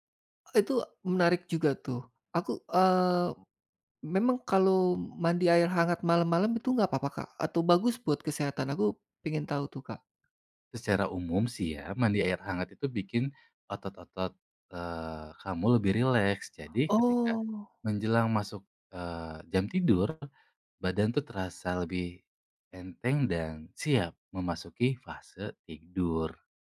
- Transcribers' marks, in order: other background noise
- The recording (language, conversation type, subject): Indonesian, advice, Bagaimana saya gagal menjaga pola tidur tetap teratur dan mengapa saya merasa lelah saat bangun pagi?